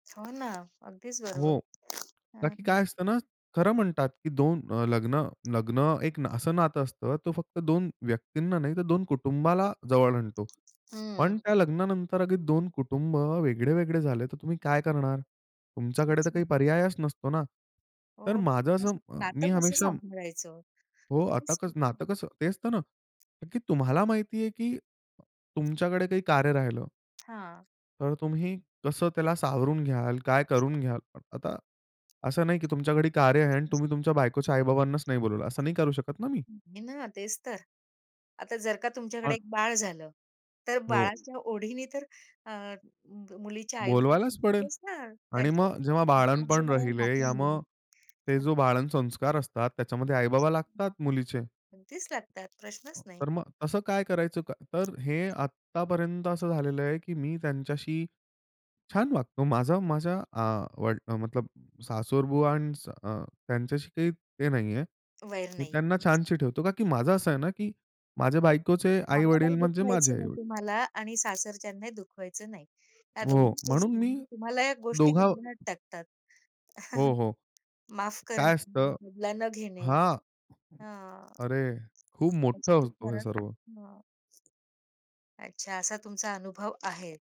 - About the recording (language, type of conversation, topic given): Marathi, podcast, नात्यांमधल्या जुन्या दुखण्यांना तुम्ही कसे सामोरे जाता?
- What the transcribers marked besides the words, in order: tapping; other background noise; unintelligible speech; unintelligible speech; unintelligible speech; chuckle